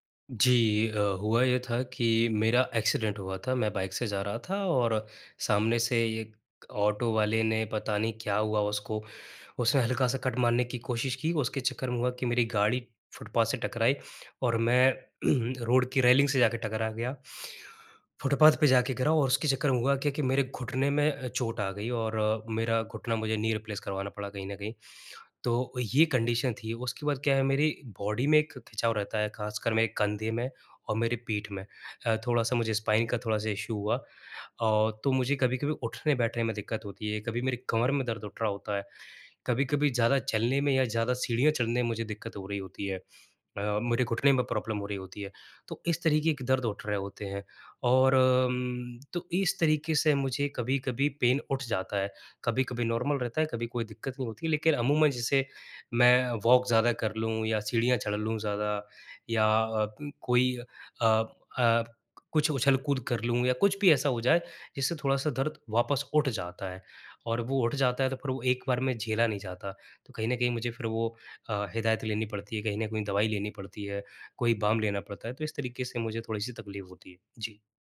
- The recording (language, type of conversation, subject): Hindi, advice, पुरानी चोट के बाद फिर से व्यायाम शुरू करने में डर क्यों लगता है और इसे कैसे दूर करें?
- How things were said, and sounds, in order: in English: "एक्सीडेंट"; in English: "कट"; throat clearing; in English: "नी रिप्लेस"; in English: "कंडीशन"; in English: "बॉडी"; in English: "स्पाइन"; in English: "इशू"; in English: "प्रॉब्लम"; in English: "पेन"; in English: "नॉर्मल"; in English: "वॉक"